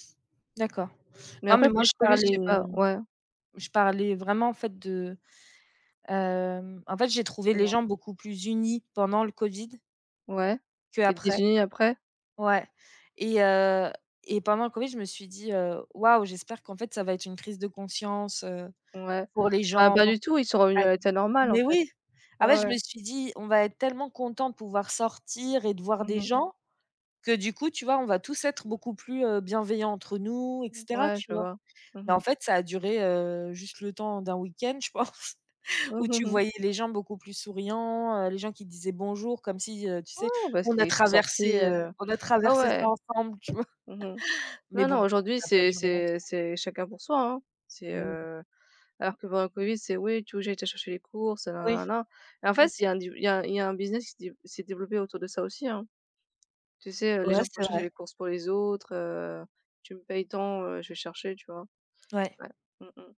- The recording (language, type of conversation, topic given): French, unstructured, Comment la pandémie a-t-elle changé notre quotidien ?
- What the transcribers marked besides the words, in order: other background noise; chuckle; tapping; chuckle